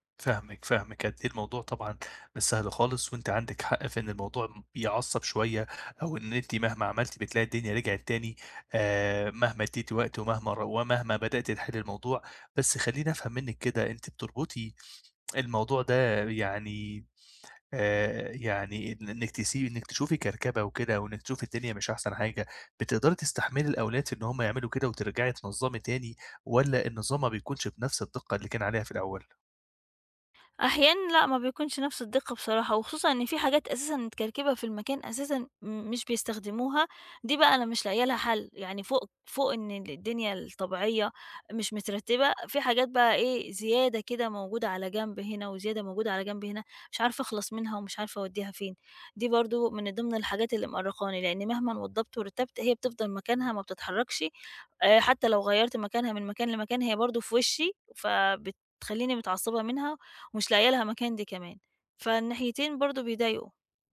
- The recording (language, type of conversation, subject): Arabic, advice, إزاي أبدأ أقلّل الفوضى المتراكمة في البيت من غير ما أندم على الحاجة اللي هرميها؟
- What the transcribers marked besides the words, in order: tapping